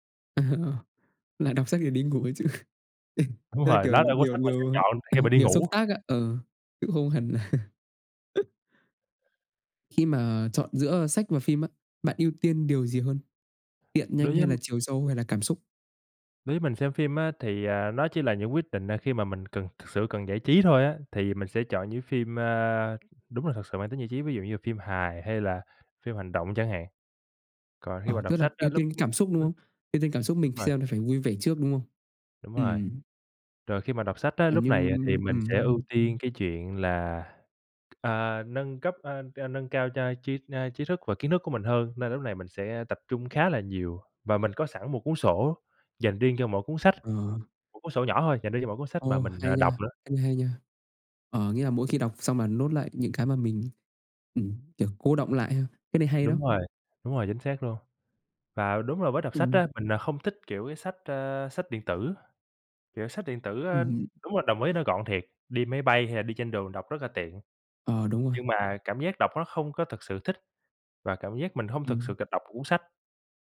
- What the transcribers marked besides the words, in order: laughing while speaking: "chứ"; laughing while speaking: "là"; other noise; tapping; other background noise; in English: "note"
- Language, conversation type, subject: Vietnamese, unstructured, Bạn thường dựa vào những yếu tố nào để chọn xem phim hay đọc sách?